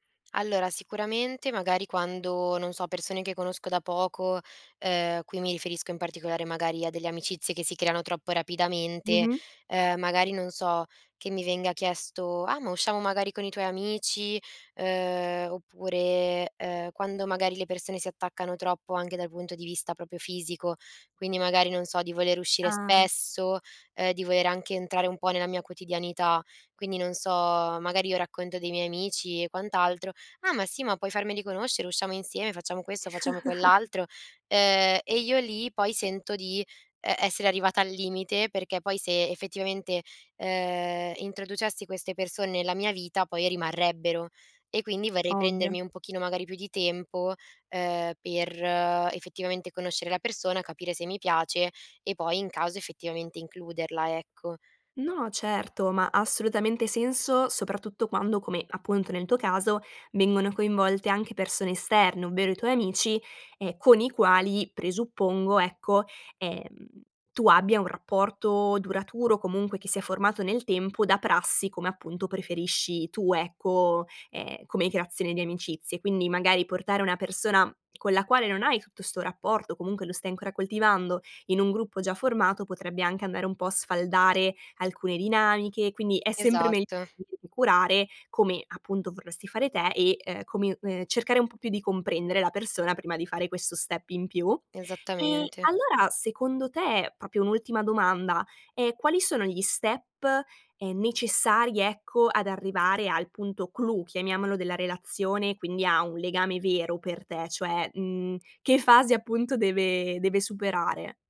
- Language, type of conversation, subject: Italian, advice, Come posso comunicare chiaramente le mie aspettative e i miei limiti nella relazione?
- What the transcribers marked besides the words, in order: "proprio" said as "propio"; other background noise; chuckle; in English: "step"; "proprio" said as "propio"; in English: "step"; in French: "clou"